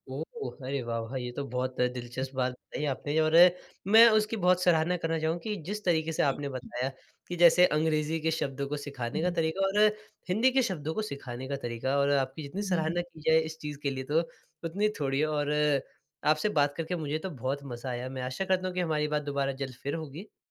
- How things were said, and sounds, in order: tapping
- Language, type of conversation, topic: Hindi, podcast, नई पीढ़ी तक आप अपनी भाषा कैसे पहुँचाते हैं?